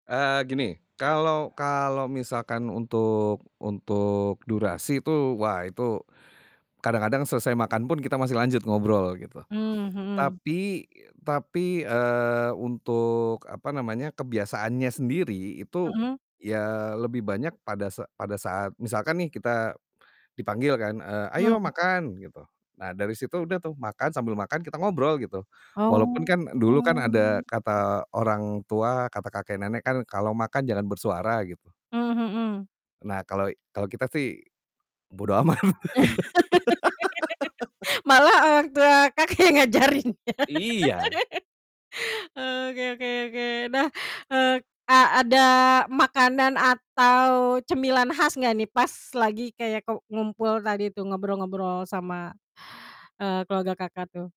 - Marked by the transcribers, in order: static; distorted speech; drawn out: "Oh"; laugh; laughing while speaking: "amat"; laugh; laughing while speaking: "Kakak yang ngajarin, ya"; laugh
- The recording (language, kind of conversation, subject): Indonesian, podcast, Tradisi keluarga apa yang paling berkesan buatmu, dan kenapa?